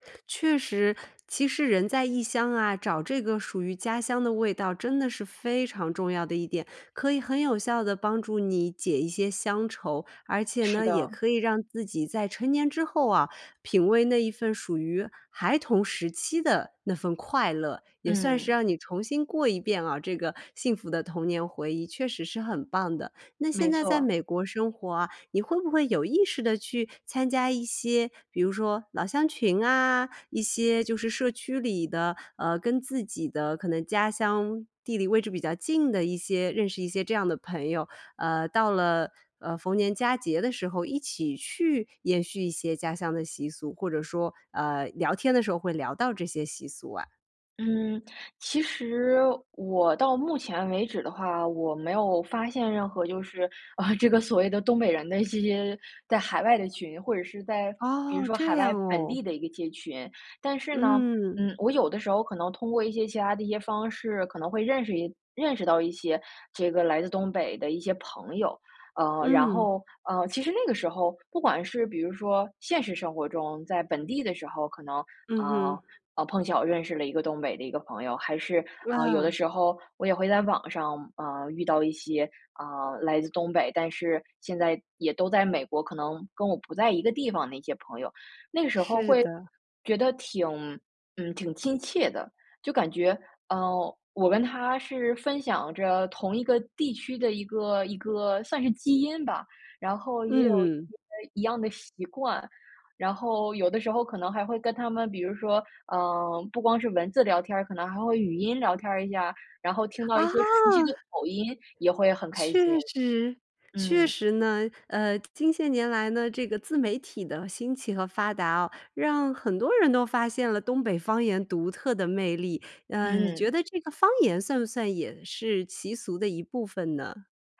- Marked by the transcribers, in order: tapping; laughing while speaking: "啊"; anticipating: "啊！"
- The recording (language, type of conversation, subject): Chinese, podcast, 离开家乡后，你是如何保留或调整原本的习俗的？